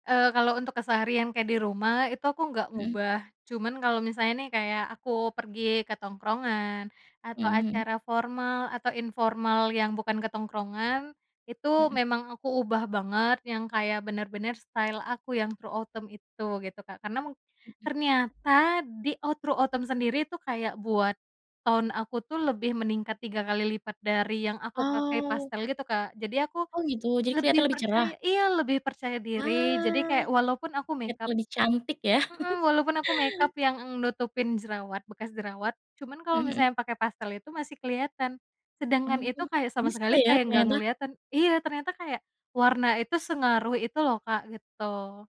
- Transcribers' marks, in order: in English: "style"; in English: "true autumn"; in English: "true autumn"; in English: "tone"; chuckle
- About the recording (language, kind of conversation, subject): Indonesian, podcast, Bagaimana kamu memilih pakaian untuk menunjukkan jati dirimu yang sebenarnya?